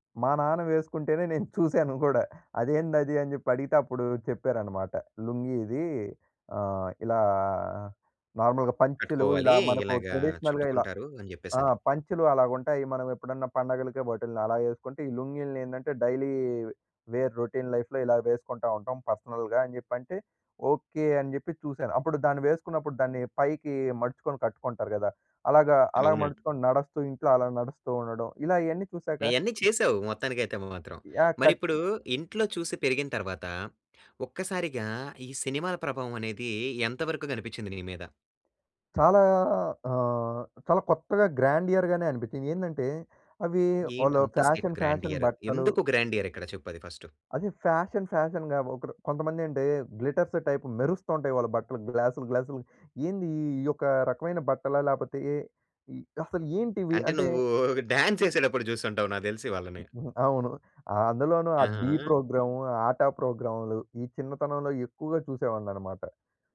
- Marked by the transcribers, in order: giggle; in English: "నార్మల్‌గా"; in English: "ట్రెడిషనల్‌గా"; in English: "డైలీ వేర్ రొటీన్ లైఫ్‌లో"; in English: "పర్సనల్‌గా"; in English: "గ్రాండియర్‌గానే"; in English: "ఫ్యాషన్ ఫ్యాషన్"; in English: "స్క్రిప్ గ్రాండియర్"; in English: "గ్రాండియర్?"; in English: "ఫస్ట్?"; in English: "ఫ్యాషన్ ఫ్యాషన్‌గా"; in English: "గ్లిట్టర్స్ టైప్"; chuckle
- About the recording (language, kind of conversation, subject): Telugu, podcast, సినిమాలు, టీవీ కార్యక్రమాలు ప్రజల ఫ్యాషన్‌పై ఎంతవరకు ప్రభావం చూపుతున్నాయి?